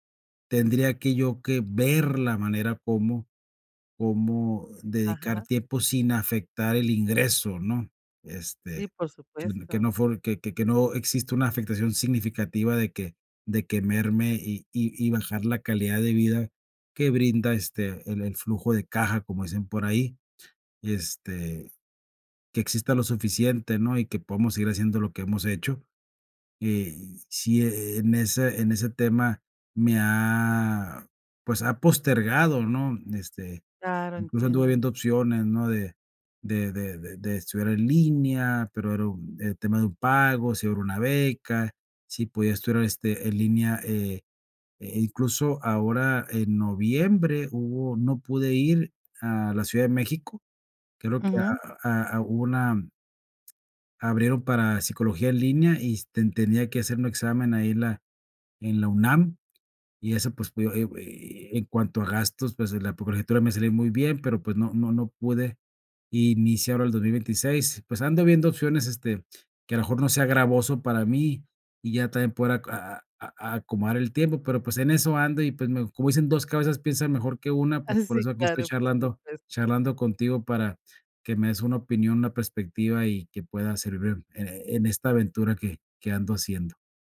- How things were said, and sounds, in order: none
- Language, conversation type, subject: Spanish, advice, ¿Cómo puedo decidir si volver a estudiar o iniciar una segunda carrera como adulto?
- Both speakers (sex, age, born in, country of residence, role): female, 55-59, Mexico, Mexico, advisor; male, 45-49, Mexico, Mexico, user